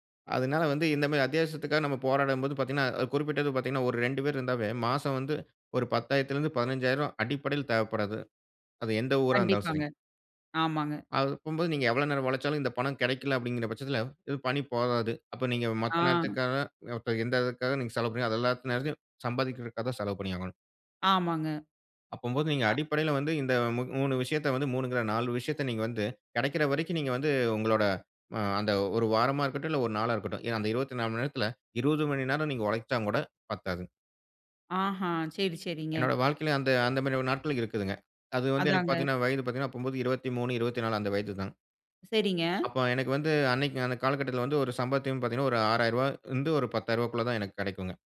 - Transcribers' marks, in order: "தேவைப்படுது" said as "தேவப்படாது"; other noise
- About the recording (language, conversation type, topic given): Tamil, podcast, பணி நேரமும் தனிப்பட்ட நேரமும் பாதிக்காமல், எப்போதும் அணுகக்கூடியவராக இருக்க வேண்டிய எதிர்பார்ப்பை எப்படி சமநிலைப்படுத்தலாம்?